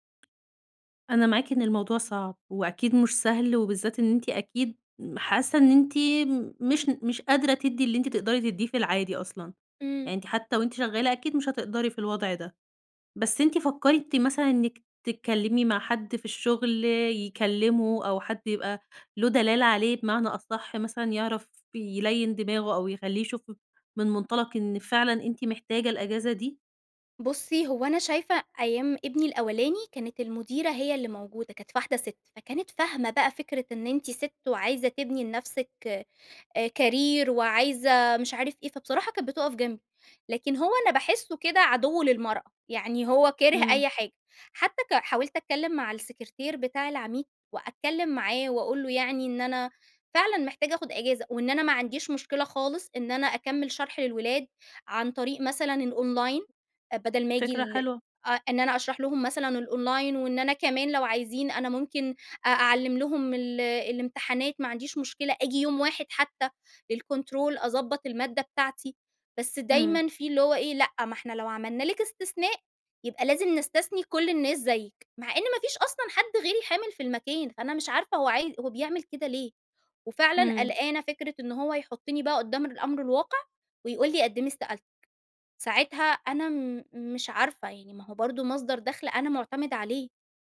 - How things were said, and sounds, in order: tapping; in English: "career"; in English: "الأونلاين"; in English: "الأونلاين"
- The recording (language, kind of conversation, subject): Arabic, advice, إزاي أطلب راحة للتعافي من غير ما مديري يفتكر إن ده ضعف؟